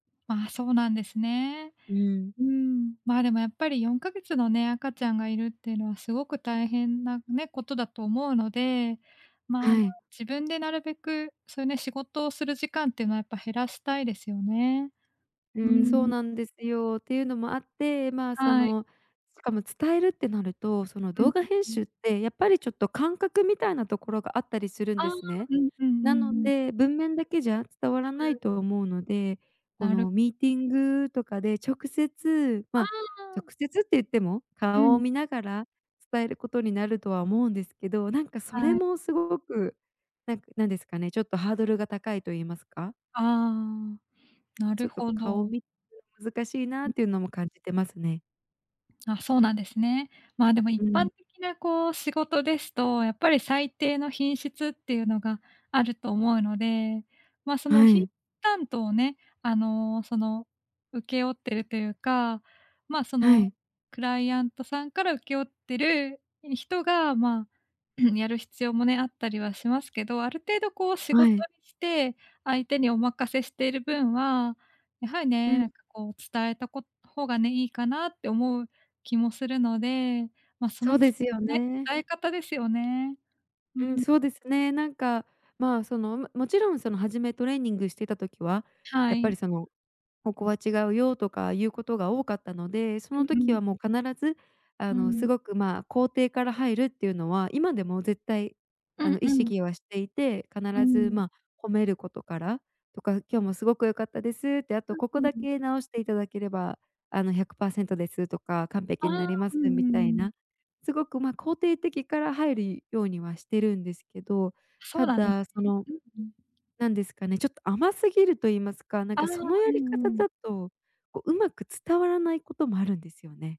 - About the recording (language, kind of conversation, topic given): Japanese, advice, 相手の反応が怖くて建設的なフィードバックを伝えられないとき、どうすればよいですか？
- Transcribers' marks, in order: unintelligible speech; other background noise; throat clearing